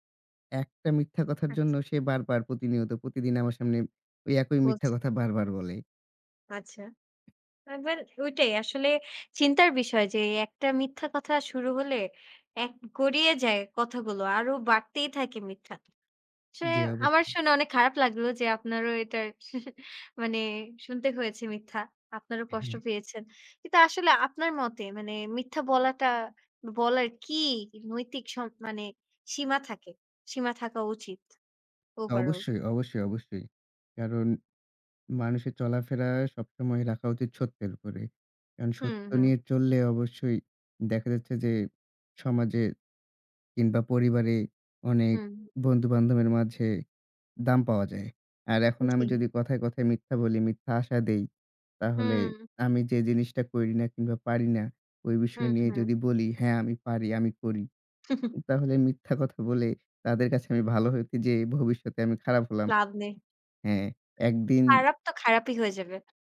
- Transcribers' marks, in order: chuckle; in English: "overall"; chuckle
- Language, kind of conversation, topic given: Bengali, unstructured, আপনি কি মনে করেন মিথ্যা বলা কখনো ঠিক?